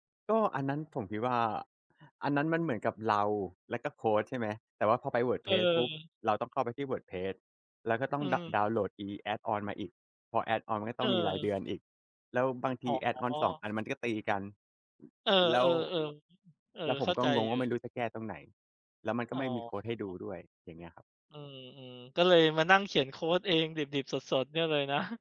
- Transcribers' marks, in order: laughing while speaking: "นะ"
- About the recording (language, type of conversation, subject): Thai, unstructured, ถ้าคุณอยากชวนให้คนอื่นลองทำงานอดิเรกของคุณ คุณจะบอกเขาว่าอะไร?